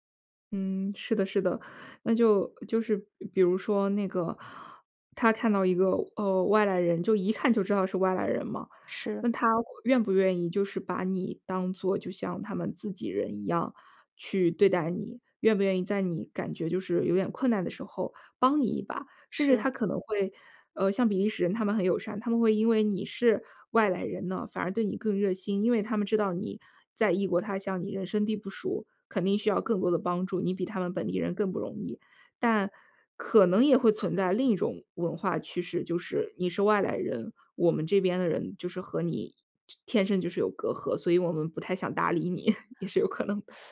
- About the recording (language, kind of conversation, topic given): Chinese, podcast, 在旅行中，你有没有遇到过陌生人伸出援手的经历？
- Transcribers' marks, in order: chuckle